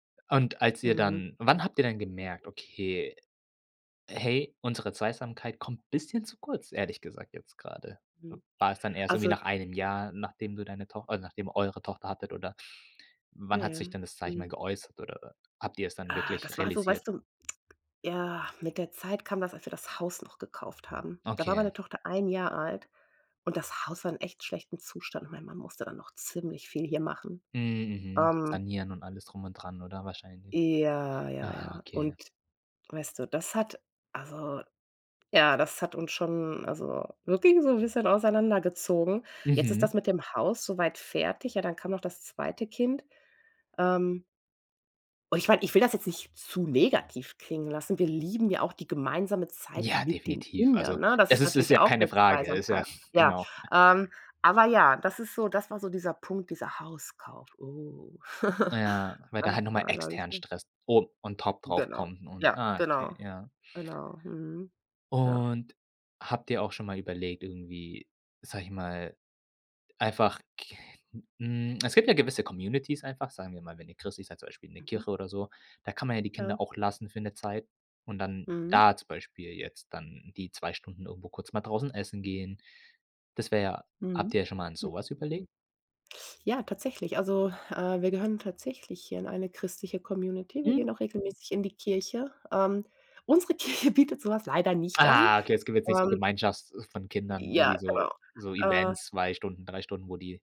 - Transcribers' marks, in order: other noise; unintelligible speech; other background noise; stressed: "negativ"; stressed: "lieben"; stressed: "Kindern"; chuckle; chuckle; stressed: "externen"; in English: "on top"; drawn out: "Und"; stressed: "da"; laughing while speaking: "Kirche bietet"
- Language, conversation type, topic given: German, podcast, Wie schafft ihr trotz der Kinder Zeit für Zweisamkeit?